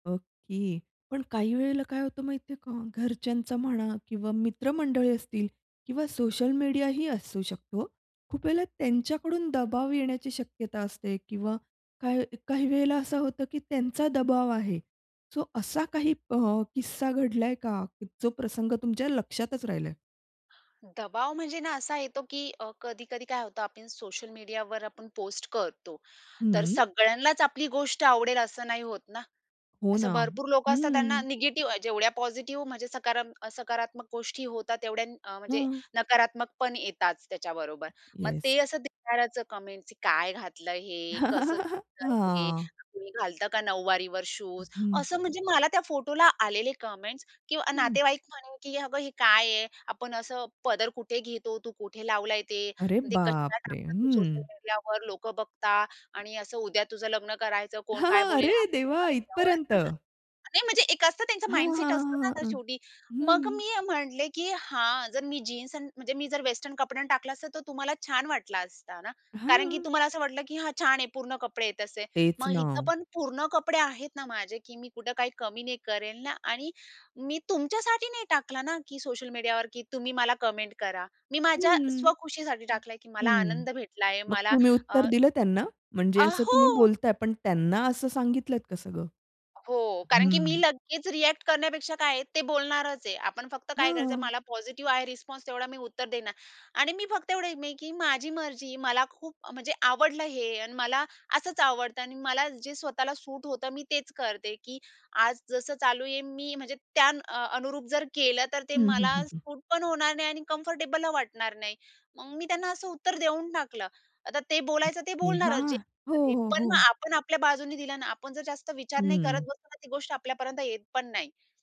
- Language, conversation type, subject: Marathi, podcast, फॅशनमध्ये स्वतःशी प्रामाणिक राहण्यासाठी तुम्ही कोणती पद्धत वापरता?
- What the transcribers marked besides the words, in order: in English: "सो"; in Hindi: "किस्सा"; in English: "निगेटिव्ह"; in English: "पॉझिटिव्ह"; in English: "येस"; in English: "कमेंट्स"; giggle; in English: "शूज?"; in English: "कमेंट्स"; unintelligible speech; laugh; surprised: "अरे देवा! इथपर्यंत"; in English: "माइंडसेट"; in English: "वेस्टर्न"; in English: "कमेंट"; tapping; stressed: "त्यांना"; in English: "रिएक्ट"; in English: "पॉझिटिव्ह"; in English: "रिस्पॉन्स"; in English: "सूट"; in English: "सूट"; in English: "कम्फर्टेबल"; other background noise